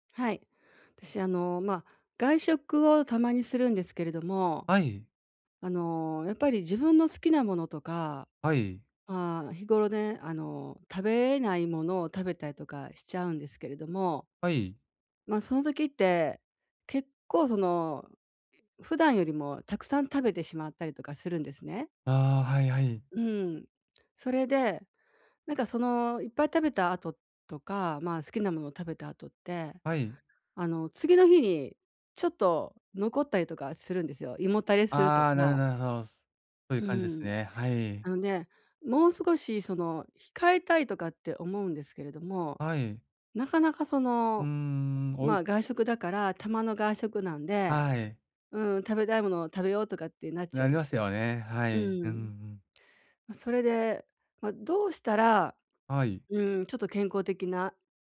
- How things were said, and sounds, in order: none
- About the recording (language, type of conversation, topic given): Japanese, advice, 外食のとき、どうすれば健康的な選択ができますか？